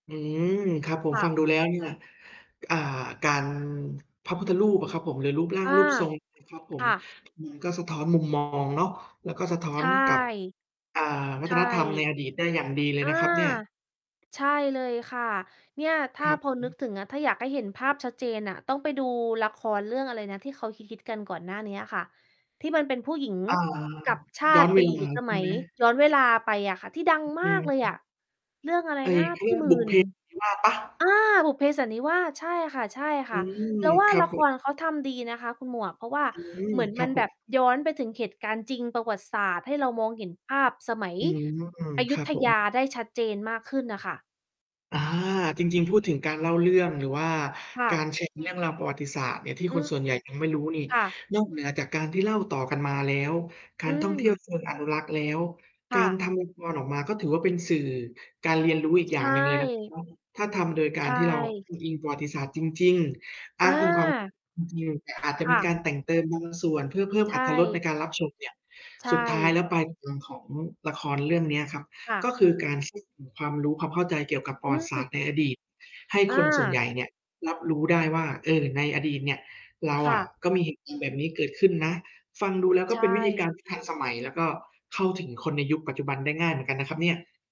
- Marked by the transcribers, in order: distorted speech; mechanical hum
- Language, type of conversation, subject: Thai, unstructured, เรื่องราวใดในประวัติศาสตร์ที่ทำให้คุณประทับใจมากที่สุด?